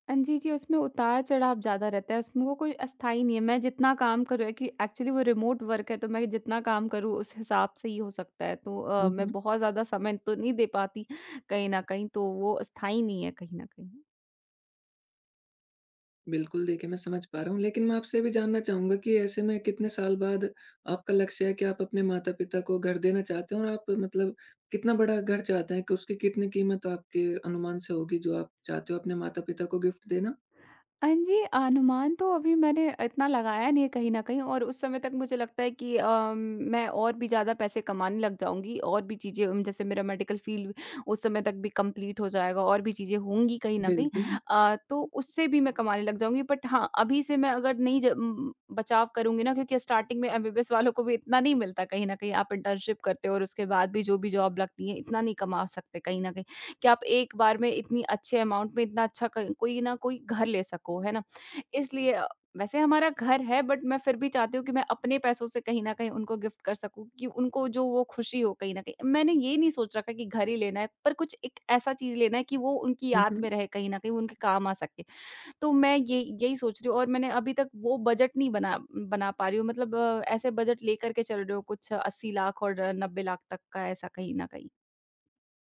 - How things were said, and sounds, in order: in English: "एक्चुअली"; in English: "रिमोट वर्क़"; in English: "गिफ्ट"; in English: "मेडिकल फ़ील्ड"; in English: "कंप्लीट"; in English: "बट"; in English: "स्टार्टिंग"; in English: "इंटर्नशिप"; in English: "जॉब"; in English: "अमाउंट"; in English: "बट"; in English: "गिफ्ट"
- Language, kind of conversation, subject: Hindi, advice, क्यों मुझे बजट बनाना मुश्किल लग रहा है और मैं शुरुआत कहाँ से करूँ?